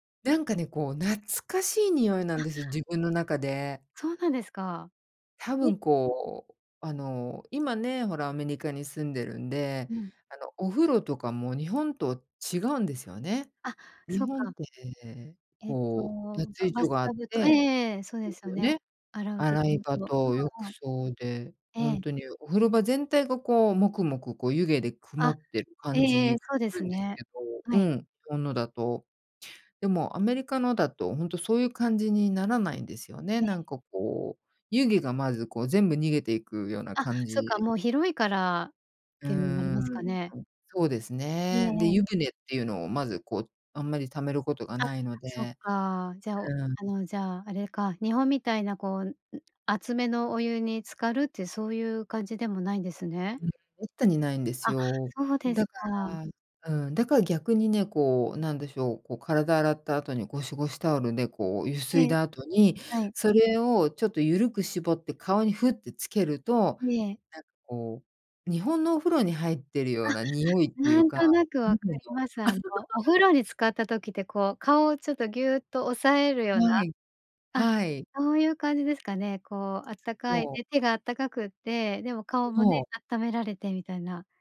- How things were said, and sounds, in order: unintelligible speech; laugh
- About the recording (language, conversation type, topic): Japanese, podcast, 家の中で一番居心地のいい場所はどこですか？